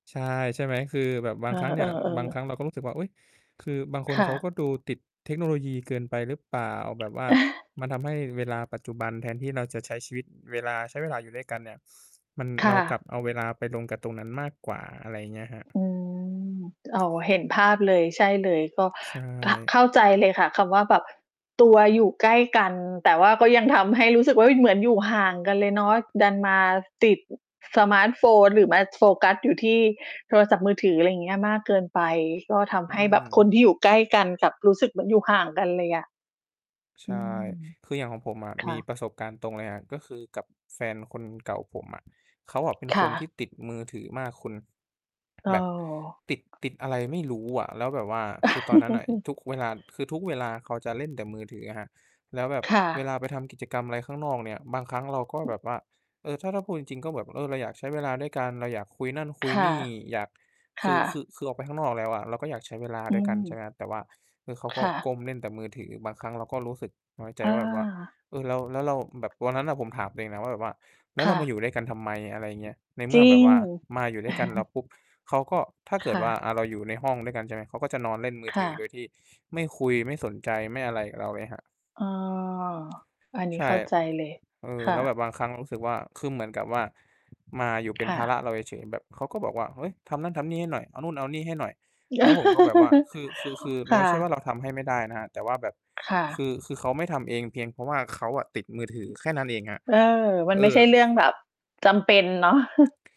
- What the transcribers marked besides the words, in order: distorted speech; tapping; chuckle; other background noise; laugh; chuckle; laugh; chuckle
- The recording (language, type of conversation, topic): Thai, unstructured, การค้นพบทางวิทยาศาสตร์ส่งผลต่อชีวิตประจำวันของเราอย่างไร?